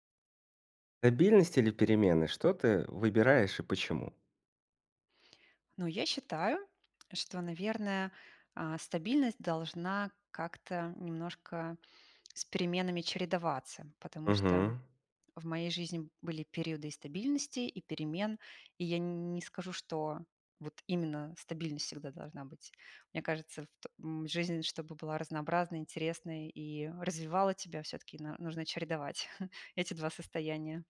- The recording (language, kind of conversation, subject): Russian, podcast, Что вы выбираете — стабильность или перемены — и почему?
- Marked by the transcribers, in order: tapping; chuckle; other background noise